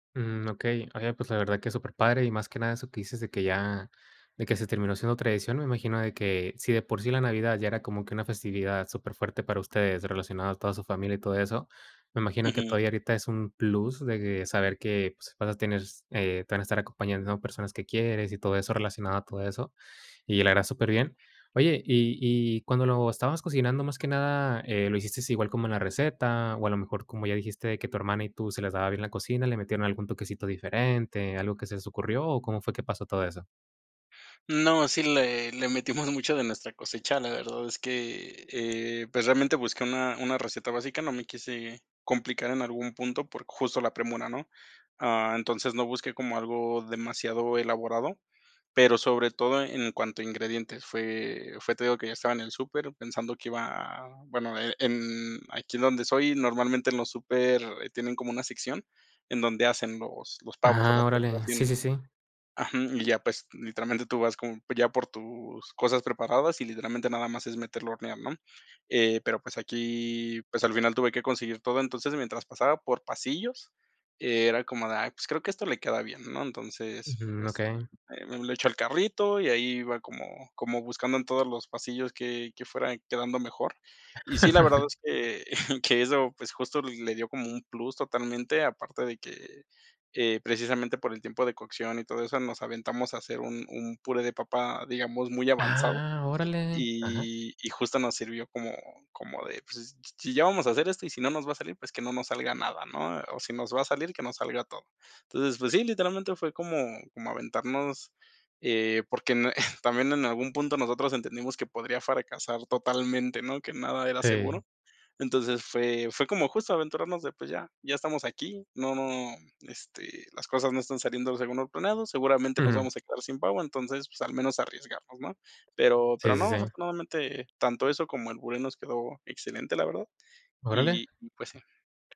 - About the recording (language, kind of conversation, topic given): Spanish, podcast, ¿Qué comida festiva recuerdas siempre con cariño y por qué?
- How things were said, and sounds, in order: other noise; giggle; laugh; giggle; giggle